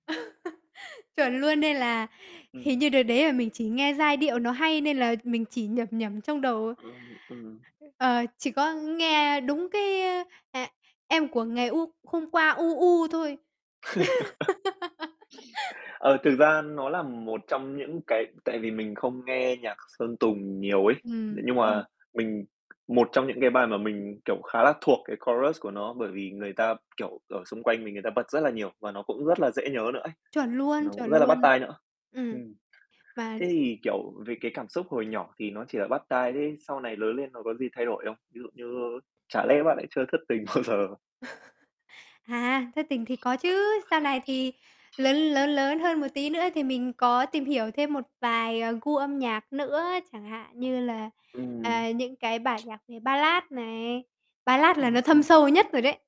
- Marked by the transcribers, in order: laugh; tapping; other background noise; laugh; in English: "chorus"; laughing while speaking: "bao giờ?"; laugh
- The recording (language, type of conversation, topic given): Vietnamese, podcast, Ký ức nào của bạn gắn liền với một bài hát cũ?